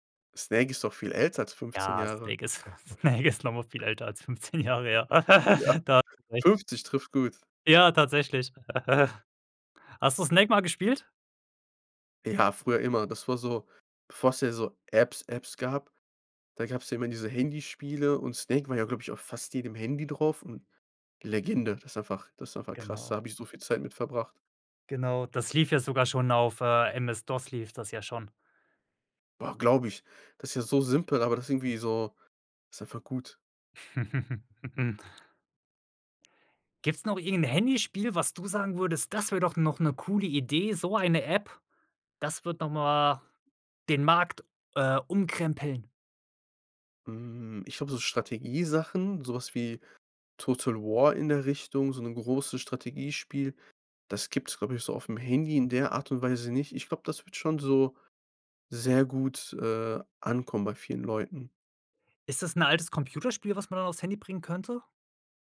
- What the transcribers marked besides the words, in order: laughing while speaking: "Snake ist"; laughing while speaking: "fünfzehn Jahre her"; laugh; laugh; chuckle
- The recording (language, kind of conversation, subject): German, podcast, Welche Apps erleichtern dir wirklich den Alltag?